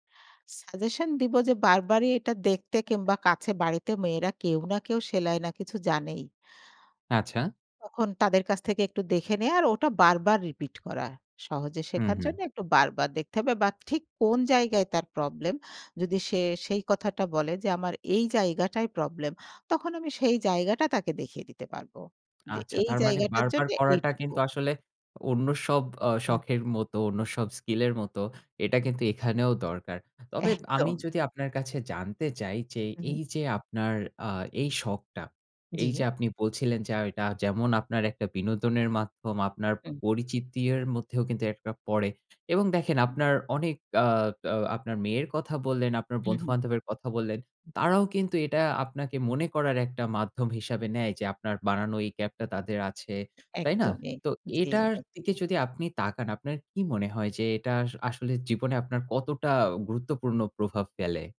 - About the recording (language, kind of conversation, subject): Bengali, podcast, তোমার সবচেয়ে প্রিয় শখ কোনটি, আর সেটা তোমার ভালো লাগে কেন?
- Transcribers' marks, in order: tapping; laughing while speaking: "একদম"